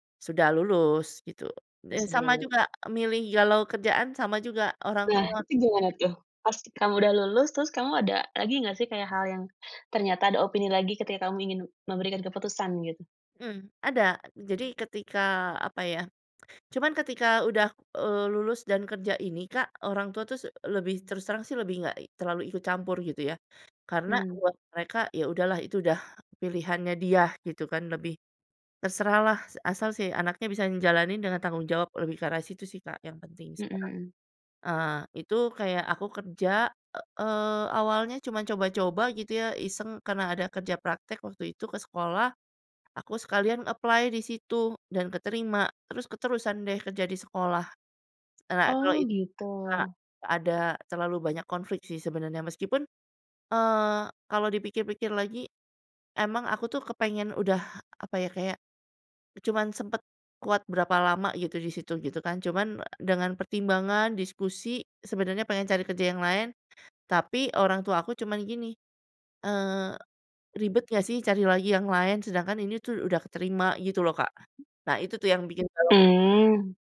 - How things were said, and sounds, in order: in English: "apply"; other background noise
- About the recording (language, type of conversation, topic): Indonesian, podcast, Seberapa penting opini orang lain saat kamu galau memilih?